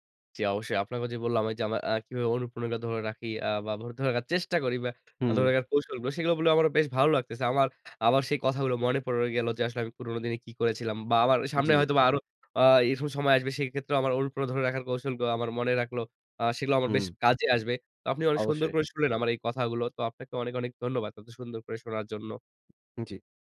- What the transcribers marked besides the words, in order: none
- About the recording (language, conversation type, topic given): Bengali, podcast, দীর্ঘ সময় অনুপ্রেরণা ধরে রাখার কৌশল কী?